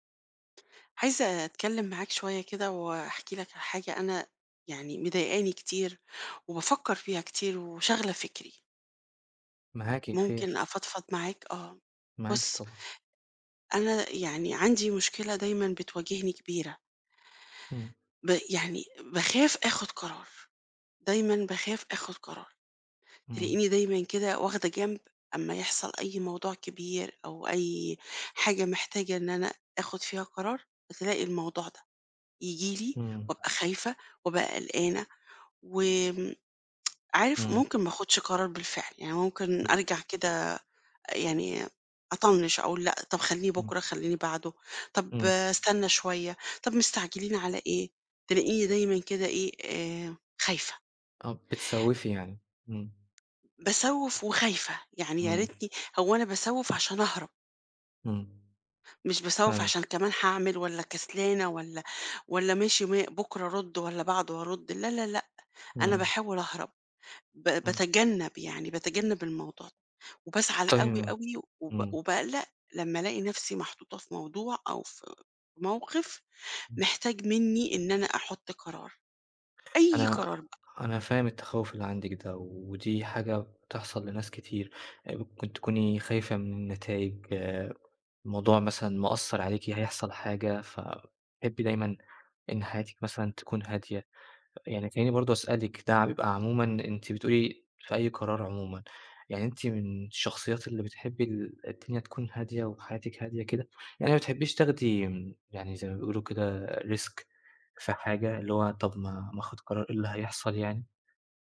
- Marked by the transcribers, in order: tsk; other background noise; tapping; in English: "Risk"
- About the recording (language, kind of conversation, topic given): Arabic, advice, إزاي أتجنب إني أأجل قرار كبير عشان خايف أغلط؟